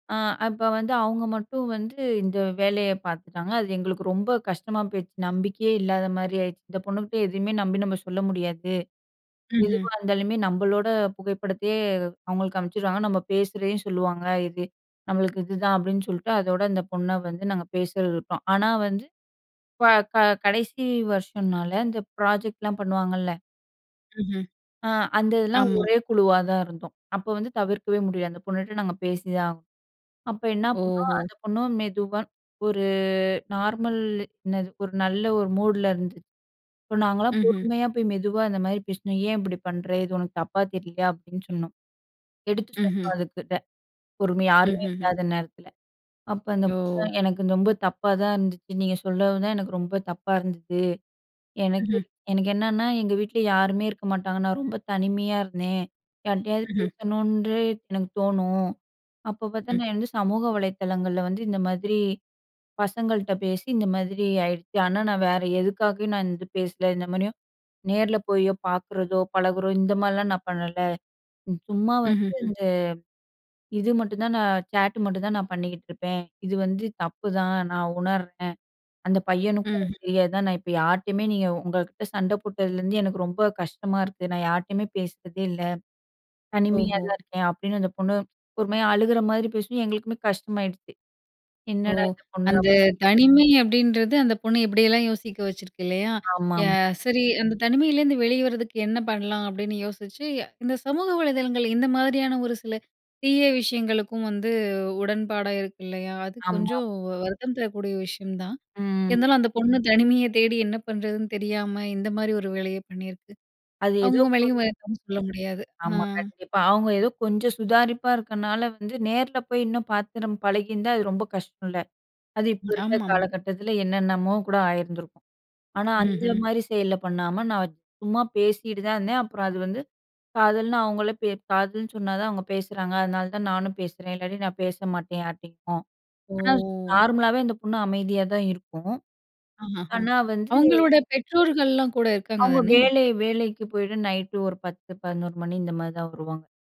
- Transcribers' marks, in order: in English: "ப்ராஜெக்ட்லாம்"; other background noise; other noise; drawn out: "ஓ!"
- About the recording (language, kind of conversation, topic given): Tamil, podcast, நம்பிக்கை குலைந்த நட்பை மீண்டும் எப்படி மீட்டெடுக்கலாம்?